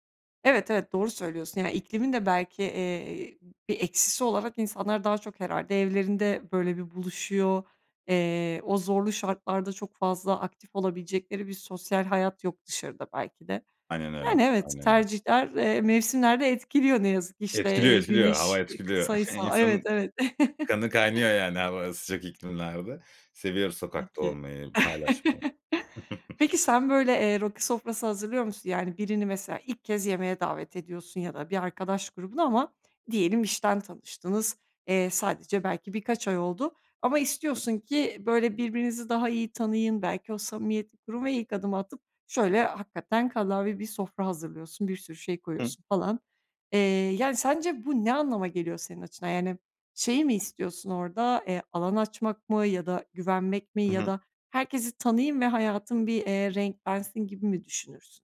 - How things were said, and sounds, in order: chuckle; unintelligible speech; other background noise; chuckle; chuckle; giggle
- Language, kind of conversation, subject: Turkish, podcast, Bir yemeği paylaşmanın insanları nasıl yakınlaştırdığını düşünüyorsun?